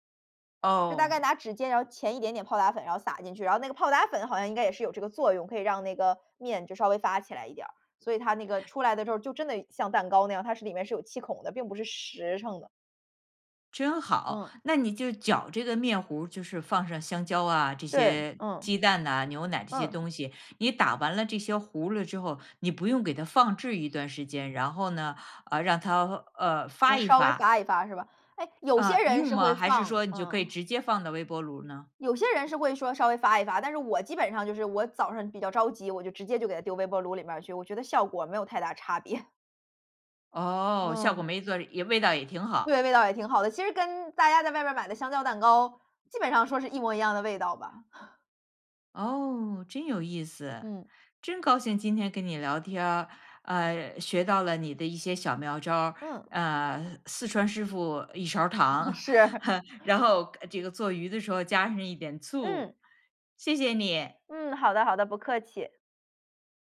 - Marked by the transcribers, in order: lip smack; laughing while speaking: "别"; chuckle; laughing while speaking: "是"; laugh
- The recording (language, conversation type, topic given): Chinese, podcast, 你平时做饭有哪些习惯？